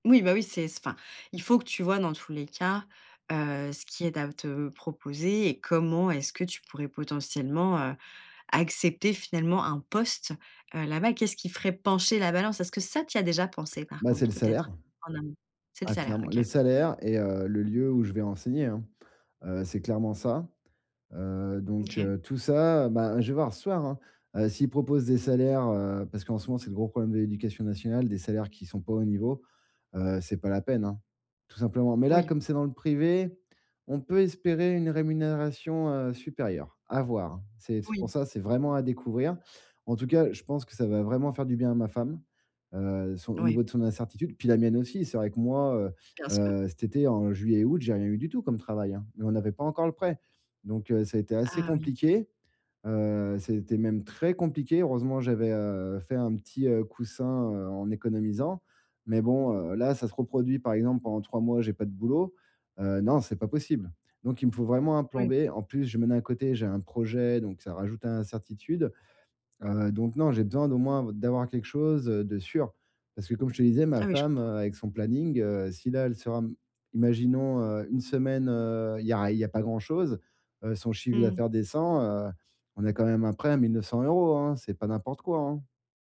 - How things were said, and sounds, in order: stressed: "poste"; stressed: "pencher"; other background noise; stressed: "très"
- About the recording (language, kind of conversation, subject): French, advice, Comment puis-je m’adapter à l’incertitude du quotidien sans perdre mon équilibre ?